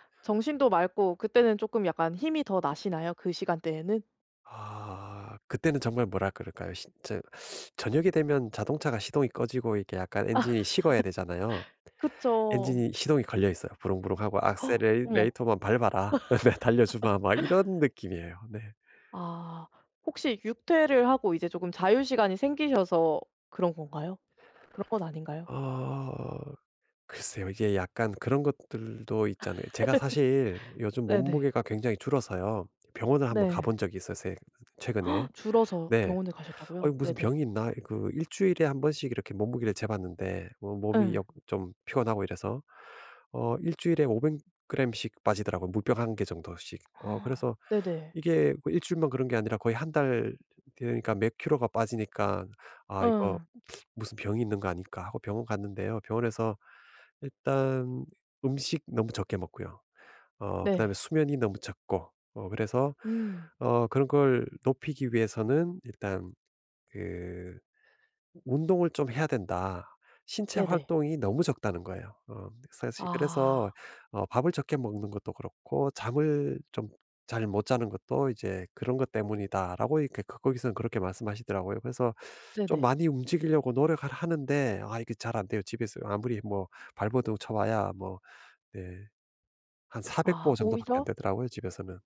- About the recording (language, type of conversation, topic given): Korean, advice, 아침에 더 쉽게 일어나고 에너지를 회복하려면 어떤 수면 습관을 들이면 좋을까요?
- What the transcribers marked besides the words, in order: teeth sucking; laugh; gasp; laugh; laughing while speaking: "네"; laugh; tapping; laugh; other background noise; gasp; gasp; teeth sucking